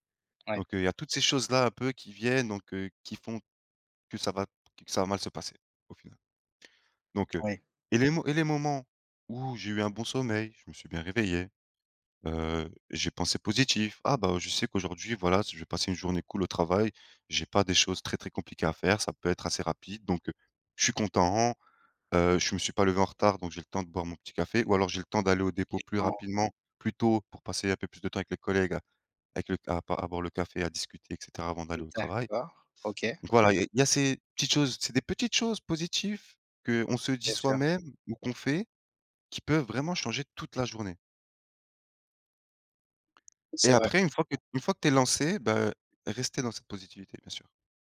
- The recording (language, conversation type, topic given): French, unstructured, Comment prends-tu soin de ton bien-être mental au quotidien ?
- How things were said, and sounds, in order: "Tranquillement" said as "quillement"; tapping; other background noise